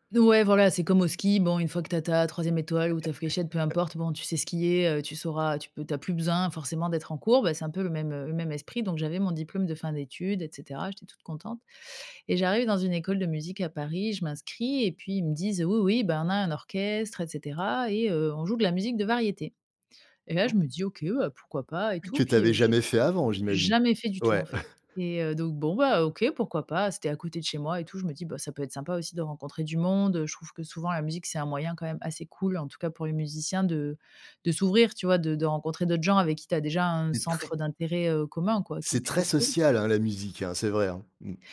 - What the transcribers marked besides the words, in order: other background noise; chuckle; chuckle
- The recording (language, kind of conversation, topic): French, podcast, Comment tes goûts musicaux ont-ils évolué avec le temps ?
- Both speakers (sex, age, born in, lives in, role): female, 35-39, France, France, guest; male, 45-49, France, France, host